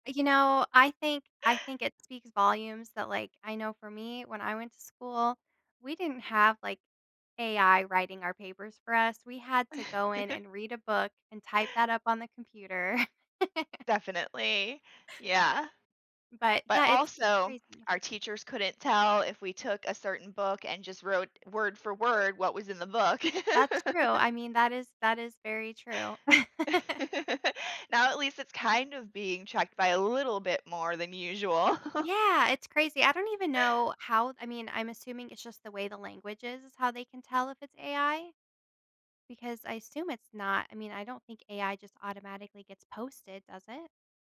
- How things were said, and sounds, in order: chuckle; chuckle; laugh; chuckle; laughing while speaking: "usual"; chuckle
- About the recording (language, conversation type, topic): English, unstructured, How have smartphones changed the way we manage our daily lives?
- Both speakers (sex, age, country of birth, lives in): female, 35-39, United States, United States; female, 35-39, United States, United States